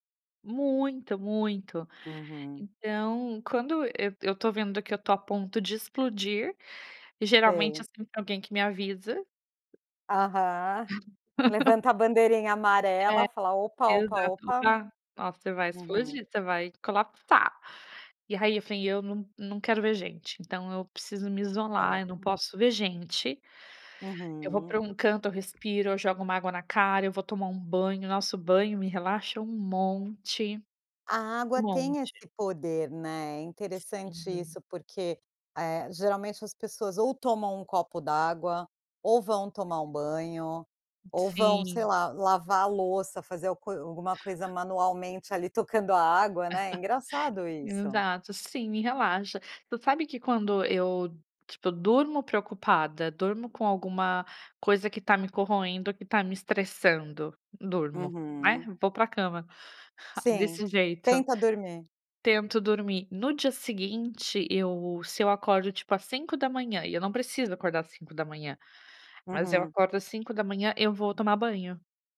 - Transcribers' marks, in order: tapping; laugh; laugh
- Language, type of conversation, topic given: Portuguese, podcast, O que você costuma fazer para aliviar o estresse rapidamente?